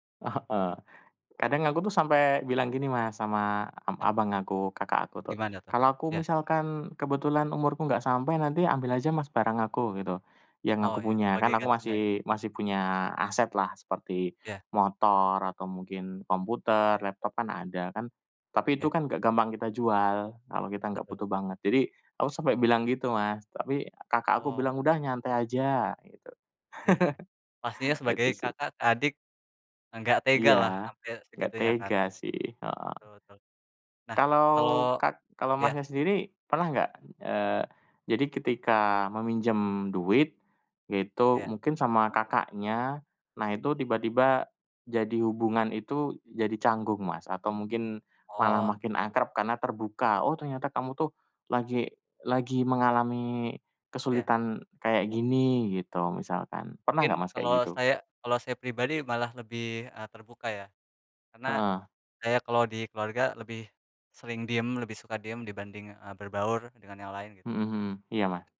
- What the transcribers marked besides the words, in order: unintelligible speech; chuckle
- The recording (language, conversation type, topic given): Indonesian, unstructured, Pernahkah kamu meminjam uang dari teman atau keluarga, dan bagaimana ceritanya?